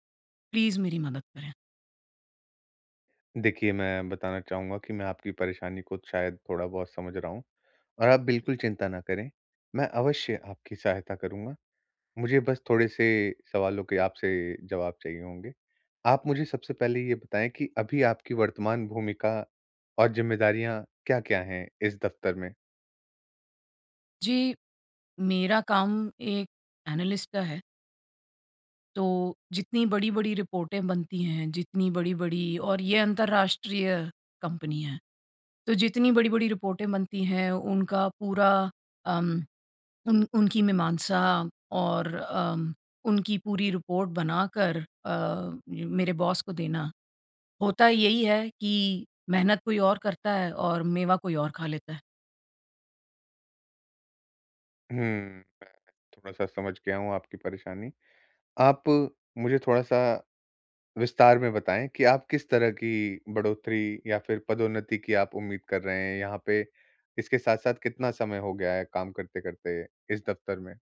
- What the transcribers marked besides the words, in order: in English: "प्लीज़"; in English: "एनालिस्ट"; in English: "बॉस"
- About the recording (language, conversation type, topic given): Hindi, advice, बॉस से तनख्वाह या पदोन्नति पर बात कैसे करें?